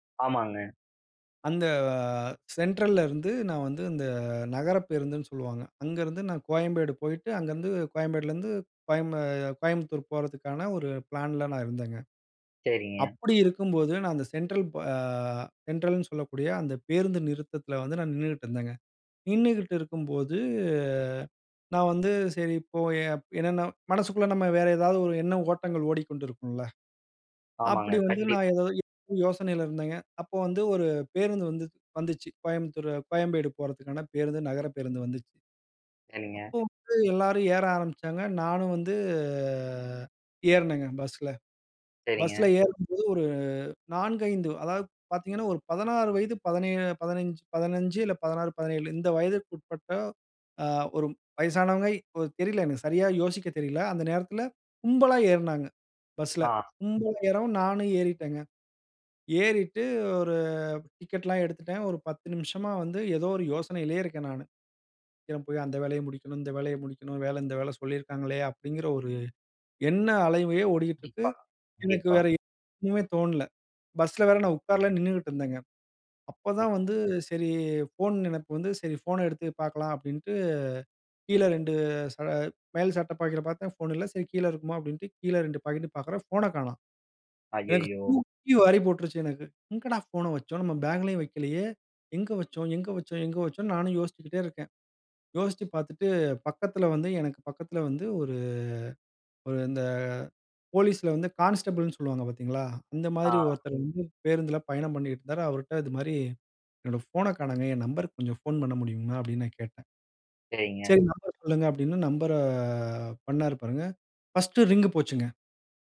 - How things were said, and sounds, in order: drawn out: "அந்த"; drawn out: "ப"; drawn out: "இருக்கும்போது"; unintelligible speech; unintelligible speech; drawn out: "வந்து"; drawn out: "ஒரு"; "அலையே" said as "அலைவையே"; unintelligible speech; "வைக்கலையே" said as "வக்கலையே"; drawn out: "ஒரு ஒரு இந்த"; drawn out: "நம்பர"; in English: "பர்ஸ்ட் ரிங்"
- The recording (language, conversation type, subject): Tamil, podcast, நீங்கள் வழிதவறி, கைப்பேசிக்கு சிக்னலும் கிடைக்காமல் சிக்கிய அந்த அனுபவம் எப்படி இருந்தது?